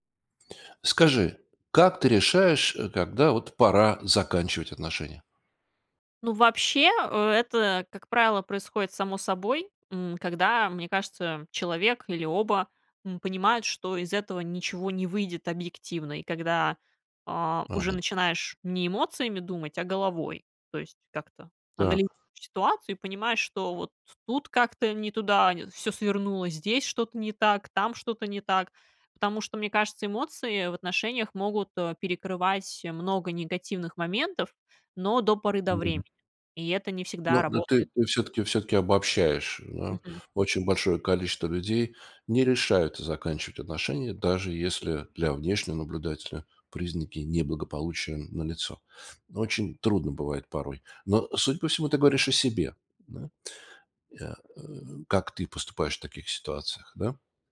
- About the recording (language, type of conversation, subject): Russian, podcast, Как понять, что пора заканчивать отношения?
- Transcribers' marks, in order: none